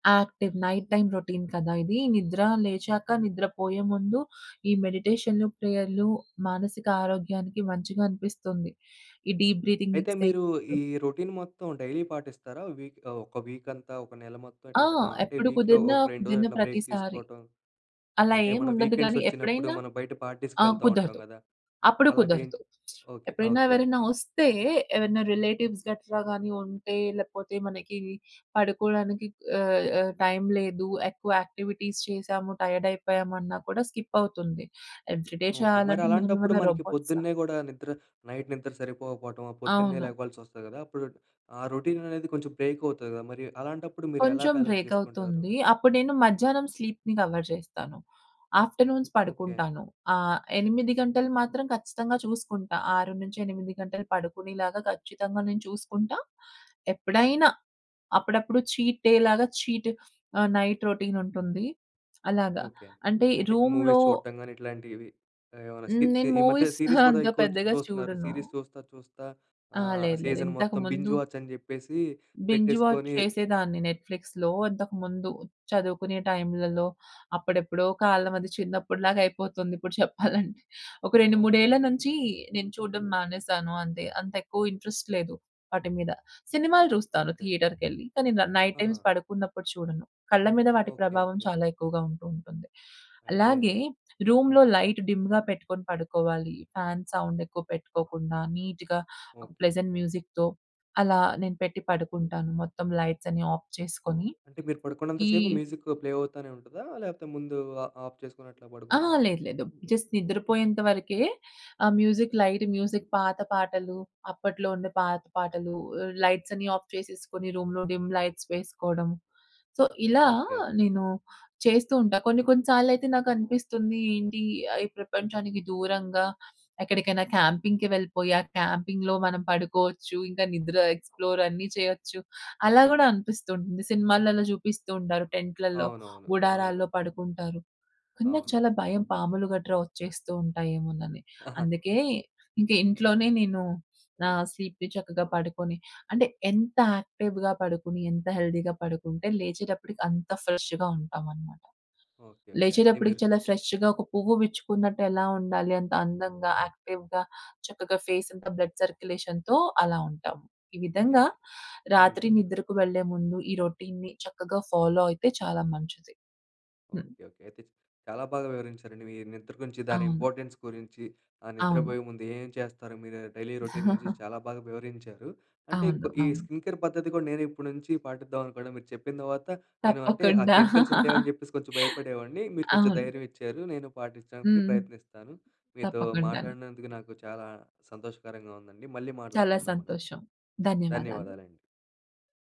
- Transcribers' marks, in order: in English: "యాక్టివ్ నైట్ టైమ్ రొటీన్"; in English: "డీప్ బ్రీథింగ్"; in English: "రొటీన్"; in English: "డైలీ"; in English: "వీక్"; in English: "వీక్"; in English: "వీక్‍లో"; in English: "బ్రేక్"; in English: "పార్టీస్‌కి"; in English: "రిలేటివ్స్"; in English: "యాక్టివిటీస్"; in English: "ఎవ్రీ డే"; in English: "నైట్"; in English: "బాలన్స్"; in English: "స్లీప్‌ని కవర్"; in English: "ఆఫ్టర్‌నూన్స్"; in English: "చీట్ డే"; in English: "నైట్ రొటీన్"; in English: "మూవీస్"; in English: "రూమ్‌లో"; in English: "స్కిప్‌కి"; in English: "సీరీస్"; in English: "మూవీస్"; giggle; in English: "సీరీస్"; in English: "సీజన్"; in English: "బింజ్"; in English: "బింజ్ వాచ్"; in English: "నెట్‌ఫ్లిక్స్‌లో"; laughing while speaking: "చెప్పాలంటే"; in English: "ఇంట్రెస్ట్"; in English: "నైట్ టైమ్స్"; in English: "రూమ్‌లో లైట్ డిమ్‌గా"; in English: "ఫ్యాన్ సౌండ్"; in English: "నీట్‌గా"; in English: "ప్లెజెంట్ మ్యూజిక్‌తో"; in English: "ఆఫ్"; other background noise; in English: "మ్యూజిక్కు ప్లే"; in English: "ఆ ఆఫ్"; in English: "జస్ట్"; in English: "మ్యూజిక్ లైట్ మ్యూజిక్"; in English: "ఆఫ్"; in English: "రూమ్‌లో డిమ్ లైట్స్"; in English: "సో"; in English: "క్యాంపింగ్‌కి"; in English: "క్యాంపింగ్‌లో"; in English: "ఎక్స్‌ప్లోర్"; in English: "స్లీప్‌ని"; in English: "యాక్టివ్‌గా"; in English: "హెల్తీగా"; in English: "ఫ్రెష్‌గా"; in English: "ఫ్రెష్‌గా"; in English: "యాక్టివ్‌గా"; in English: "బ్లడ్ సర్క్యులేషన్‌తో"; in English: "రొటీన్‌ని"; in English: "ఫాలో"; in English: "ఇంపార్టెన్స్"; in English: "డైలీ రోటీన్"; chuckle; in English: "స్కిన్ కేర్"; in English: "కెమికల్స్"; chuckle
- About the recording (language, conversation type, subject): Telugu, podcast, రాత్రి నిద్రకు వెళ్లే ముందు మీ దినచర్య ఎలా ఉంటుంది?